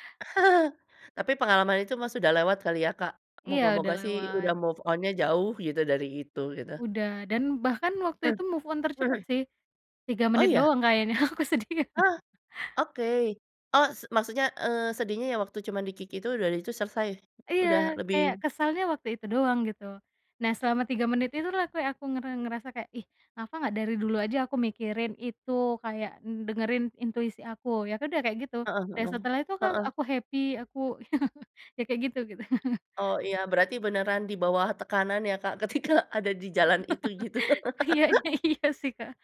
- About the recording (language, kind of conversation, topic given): Indonesian, podcast, Bagaimana cara kamu memaafkan diri sendiri setelah melakukan kesalahan?
- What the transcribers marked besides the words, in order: chuckle; other background noise; in English: "move on-nya"; in English: "move on"; laughing while speaking: "aku sedih"; in English: "di-kick"; in English: "happy"; laughing while speaking: "ya"; chuckle; laughing while speaking: "ketika"; laugh; laughing while speaking: "Iyanya iya"; laugh